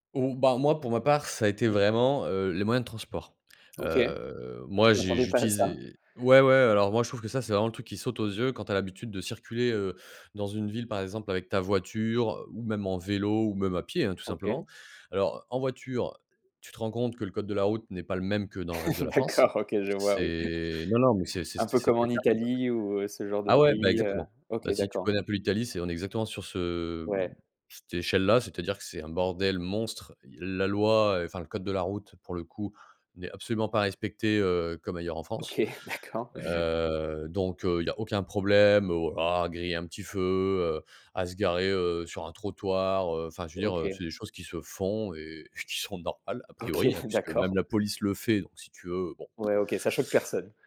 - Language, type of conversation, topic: French, podcast, Quelle ville t’a le plus surpris, et pourquoi ?
- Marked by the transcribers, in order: other noise; laughing while speaking: "D'accord"; unintelligible speech; laughing while speaking: "d'accord"; chuckle; laughing while speaking: "OK, d'accord"; lip trill